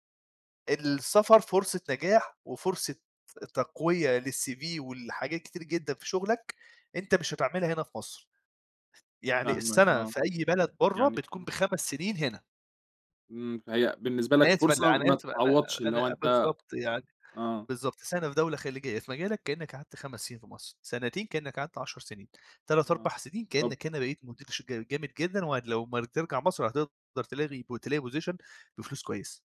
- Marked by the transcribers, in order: in English: "للCV"; other background noise; tapping; in English: "position"
- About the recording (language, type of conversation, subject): Arabic, podcast, إزاي بتتعامل مع التغيير المفاجئ اللي بيحصل في حياتك؟